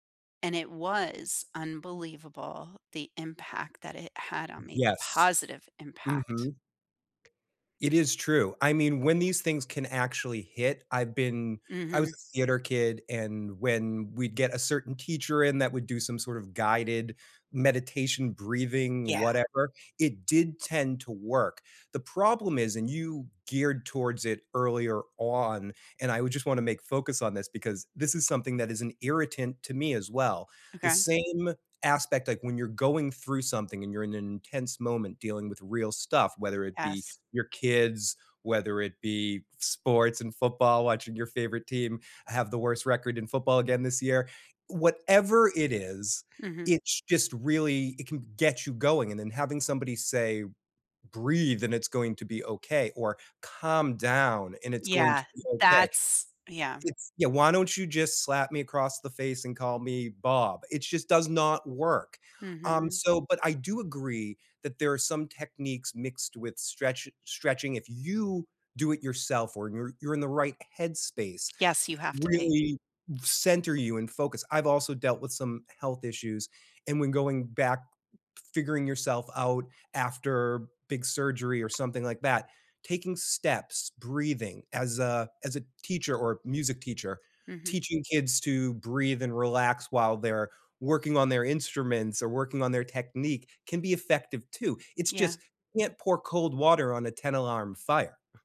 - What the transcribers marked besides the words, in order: other background noise; stressed: "you"; tapping
- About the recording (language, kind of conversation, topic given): English, unstructured, How can breathing techniques reduce stress and anxiety?
- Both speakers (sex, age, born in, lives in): female, 50-54, United States, United States; male, 50-54, United States, United States